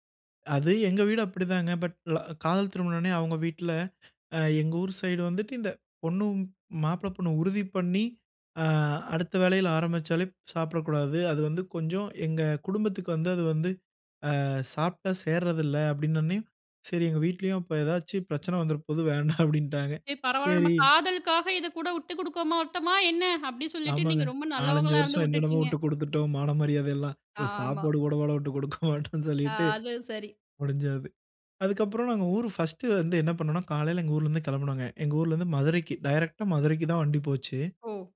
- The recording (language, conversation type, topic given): Tamil, podcast, ஒரு ஊரின் உணவு உங்களுக்கு என்னென்ன நினைவுகளை மீண்டும் நினைவூட்டுகிறது?
- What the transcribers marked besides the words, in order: laughing while speaking: "மாட்டோம்ன்னு சொல்லிட்டு"